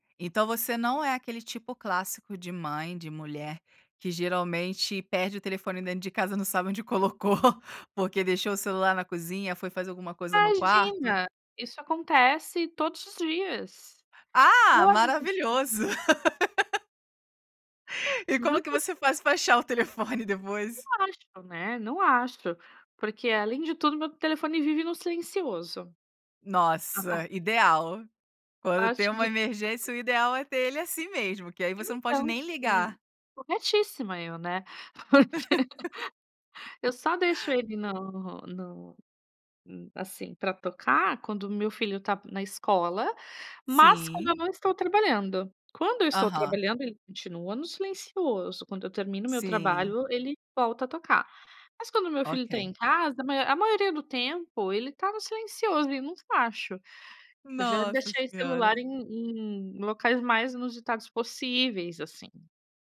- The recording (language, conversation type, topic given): Portuguese, podcast, Qual é a sua relação com as redes sociais hoje em dia?
- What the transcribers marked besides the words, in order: laughing while speaking: "colocou"; laugh; unintelligible speech; laughing while speaking: "Porque"; laugh